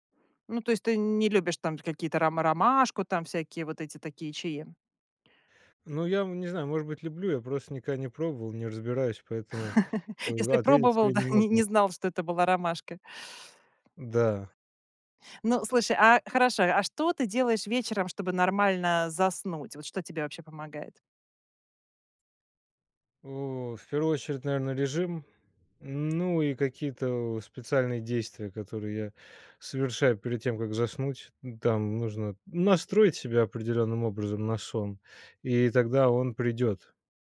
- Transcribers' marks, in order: chuckle; tapping; other background noise
- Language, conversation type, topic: Russian, podcast, Какие напитки помогают или мешают тебе спать?